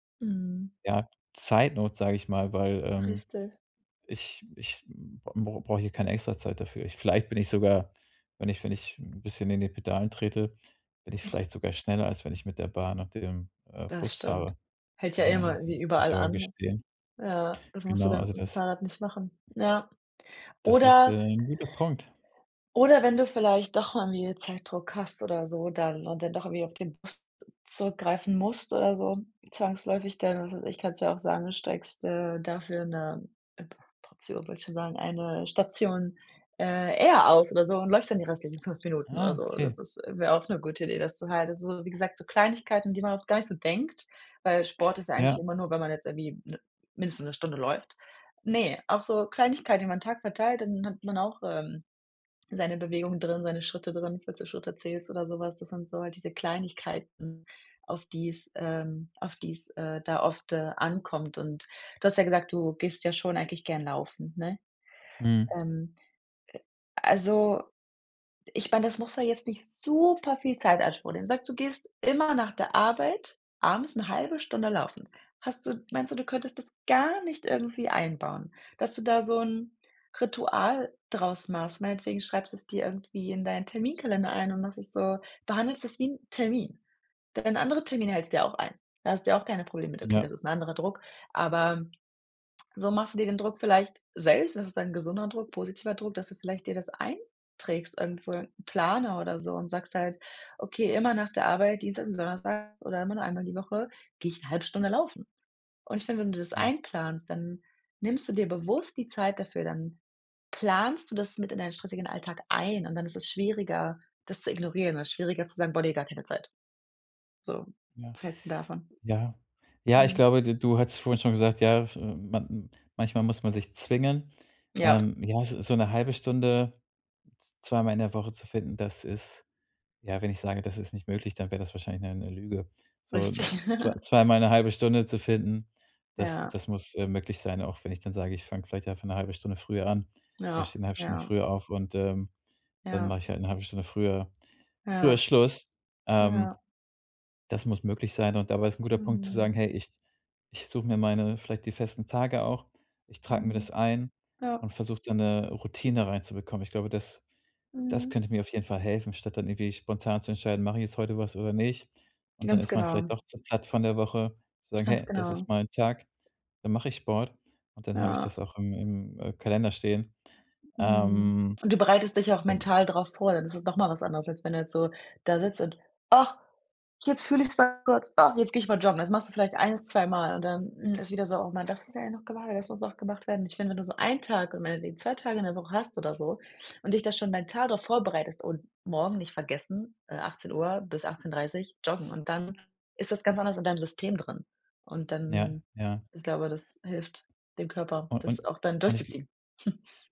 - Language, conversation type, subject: German, advice, Wie kann ich im Alltag mehr Bewegung einbauen, ohne ins Fitnessstudio zu gehen?
- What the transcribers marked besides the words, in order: chuckle; stressed: "super"; stressed: "gar"; stressed: "planst"; chuckle; drawn out: "Ähm"; unintelligible speech; put-on voice: "Ach, jetzt fühle ich's bei Gott. Ach, jetzt gehe ich mal joggen"; chuckle